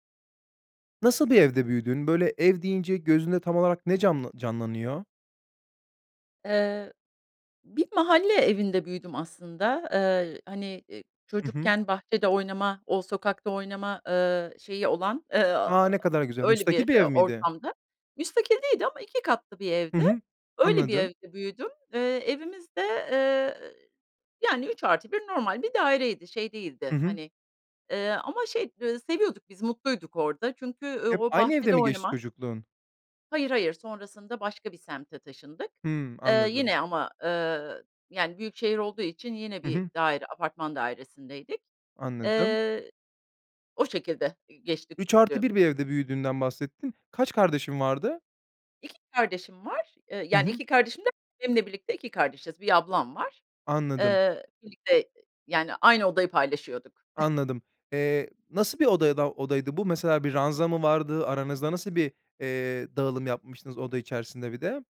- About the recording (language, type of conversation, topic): Turkish, podcast, Sıkışık bir evde düzeni nasıl sağlayabilirsin?
- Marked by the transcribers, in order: tapping; other background noise; giggle